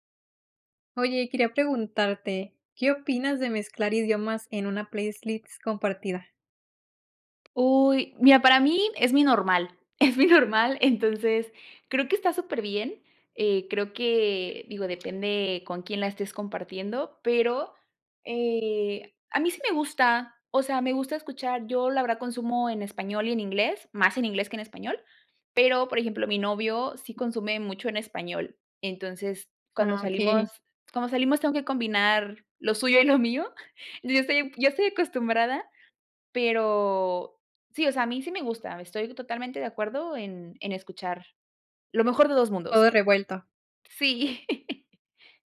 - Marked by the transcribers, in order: "playlist" said as "playslist"; laughing while speaking: "es muy normal, entonces"; laughing while speaking: "lo suyo y lo mío"; laughing while speaking: "Sí"
- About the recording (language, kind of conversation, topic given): Spanish, podcast, ¿Qué opinas de mezclar idiomas en una playlist compartida?